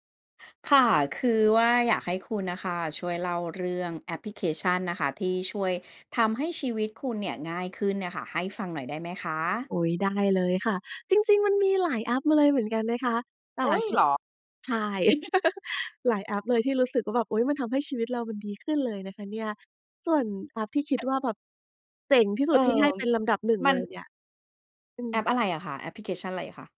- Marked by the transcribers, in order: laugh; other noise
- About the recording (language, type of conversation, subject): Thai, podcast, คุณช่วยเล่าให้ฟังหน่อยได้ไหมว่าแอปไหนที่ช่วยให้ชีวิตคุณง่ายขึ้น?